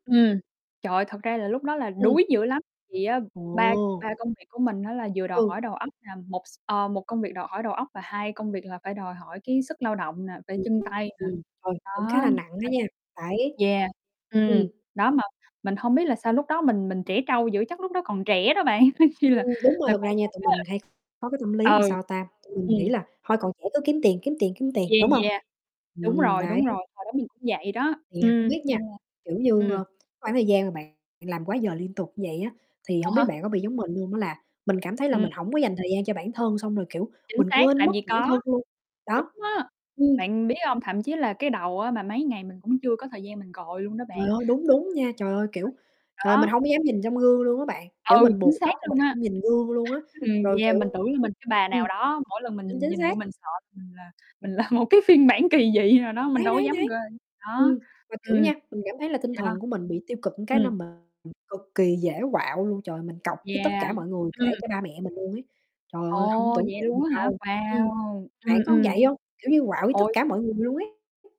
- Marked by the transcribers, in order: tapping; distorted speech; laughing while speaking: "bạn, coi như là"; other background noise; "làm" said as "ừn"; unintelligible speech; mechanical hum; laughing while speaking: "mình là một cái phiên bản kỳ dị nào đó"; "một" said as "ừn"
- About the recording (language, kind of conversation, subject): Vietnamese, unstructured, Bạn cảm thấy thế nào khi phải làm việc quá giờ liên tục?